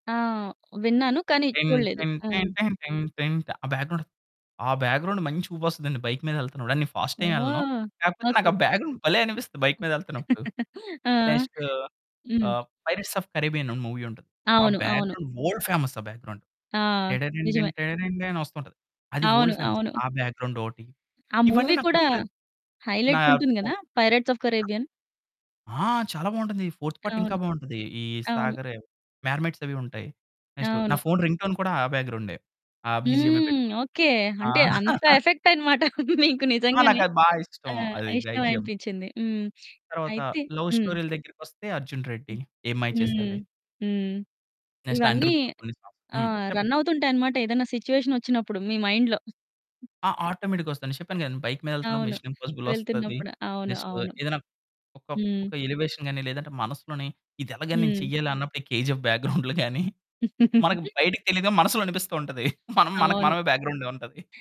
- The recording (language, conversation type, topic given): Telugu, podcast, సినిమాల నేపథ్య సంగీతం మీ జీవిత అనుభవాలపై ఎలా ప్రభావం చూపించింది?
- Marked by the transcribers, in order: humming a tune; in English: "బ్యాక్ గ్రౌండ్"; in English: "బ్యాక్ గ్రౌండ్"; in English: "బైక్"; in English: "ఫాస్ట్"; laugh; in English: "బ్యాక్ గ్రౌండ్"; in English: "బైక్"; in English: "మూవీ"; in English: "బ్యాక్ గ్రౌండ్ వర్ల్డ్ ఫేమస్"; in English: "బ్యాక్గ్రౌండ్"; humming a tune; other background noise; in English: "మూవీ"; in English: "వర్ల్డ్ ఫేమస్"; in English: "హైలైట్"; in English: "బ్యాక్ గ్రౌండ్"; in English: "పైరేట్స్ ఆఫ్ కరేబియన్"; in English: "రెగ్యులర్"; in English: "ఫోర్త్ పార్ట్"; in English: "మర్మెర్ట్‌స్"; in English: "నెక్స్‌ట్"; in English: "రింగ్‌టోన్"; in English: "బీజీఎంయే"; in English: "ఎఫెక్ట్"; chuckle; in English: "లవ్"; in English: "రన్"; in English: "నెక్స్ట్"; unintelligible speech; in English: "సిట్యుయేషన్"; in English: "మైండ్‌లో"; in English: "ఆటోమేటిక్‌గా"; in English: "బైక్"; in English: "నెక్స్‌ట్"; in English: "ఎలివేషన్"; giggle; chuckle; in English: "బ్యాక్ గ్రౌండ్"; chuckle